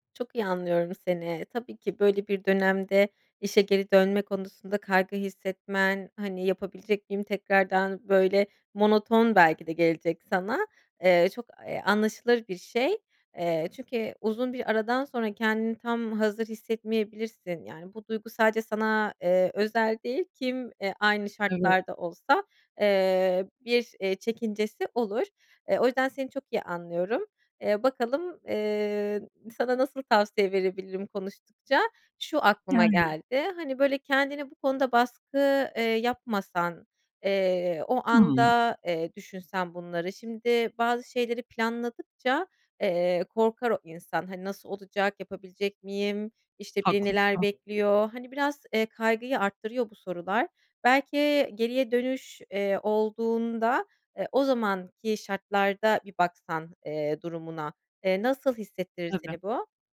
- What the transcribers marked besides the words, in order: none
- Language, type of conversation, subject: Turkish, advice, İşe dönmeyi düşündüğünüzde, işe geri dönme kaygınız ve daha yavaş bir tempoda ilerleme ihtiyacınızla ilgili neler hissediyorsunuz?
- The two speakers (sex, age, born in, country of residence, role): female, 30-34, Turkey, Germany, advisor; female, 45-49, Turkey, Spain, user